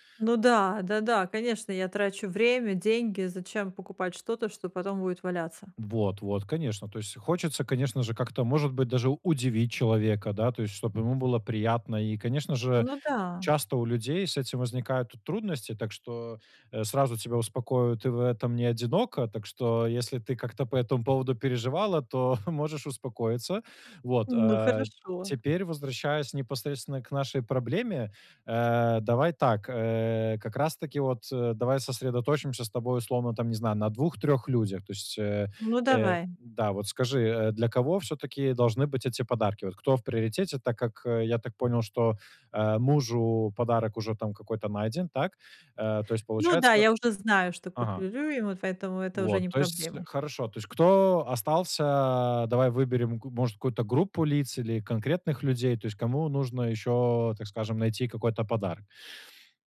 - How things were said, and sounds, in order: other background noise; chuckle; "куплю" said as "куплюлю"
- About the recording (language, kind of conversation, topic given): Russian, advice, Как выбрать подходящий подарок для людей разных типов?